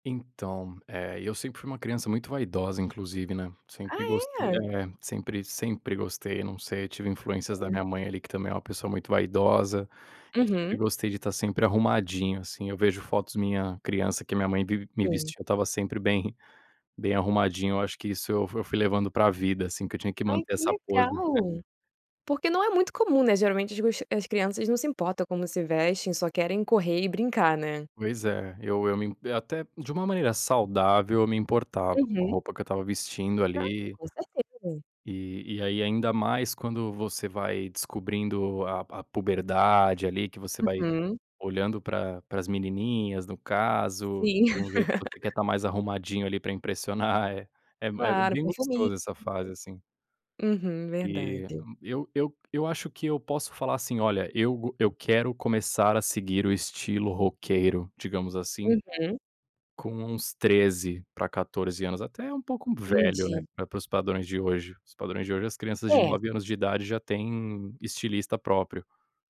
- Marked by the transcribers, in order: chuckle; laugh; laughing while speaking: "é"; unintelligible speech
- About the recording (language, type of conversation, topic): Portuguese, podcast, Quando você percebeu que tinha um estilo próprio?